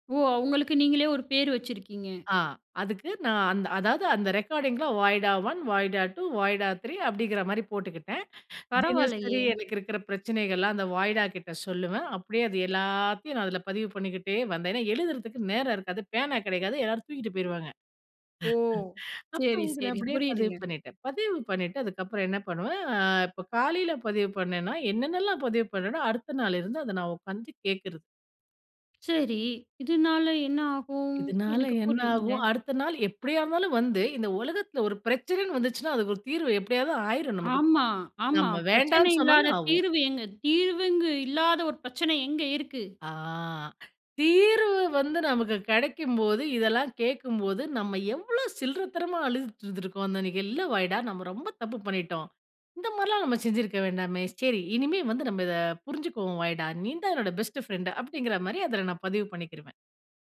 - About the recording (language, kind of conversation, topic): Tamil, podcast, முன்னேற்றம் எதுவும் இல்லை போலத் தோன்றும்போது, நீ எப்படி மன உறுதியுடன் நிலைத்திருப்பாய்?
- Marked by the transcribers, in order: in English: "ரெக்கார்டிங்கில"; sniff; laugh; other background noise; in English: "பெஸ்ட் ஃப்ரெண்ட்"